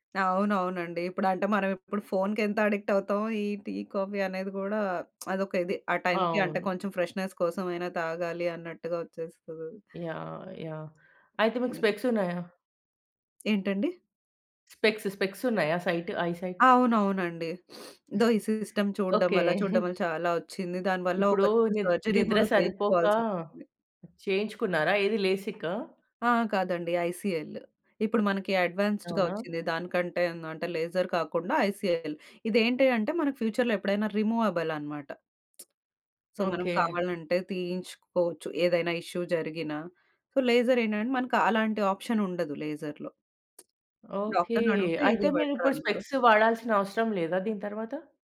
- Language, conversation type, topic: Telugu, podcast, నిద్ర సరిగా లేకపోతే ఒత్తిడిని ఎలా అదుపులో ఉంచుకోవాలి?
- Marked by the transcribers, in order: in English: "అడిక్ట్"; lip smack; in English: "ఫ్రెష్‌నెస్"; in English: "స్పెక్స్"; in English: "స్పెక్స్, స్పెక్స్"; in English: "సైట్, ఐ సైట్"; sniff; in English: "సిస్టమ్"; chuckle; in English: "సర్జరీ"; other background noise; in English: "అడ్వాన్స్డ్‌గా"; in English: "లేజర్"; in English: "ఐసీఎల్"; in English: "ఫ్యూచర్‌లో"; in English: "రిమూవబుల్"; lip smack; in English: "సో"; in English: "ఇష్యూ"; in English: "సో"; in English: "ఆప్షన్"; in English: "లేజర్‌లో"; lip smack; in English: "స్పెక్స్"; in English: "సో"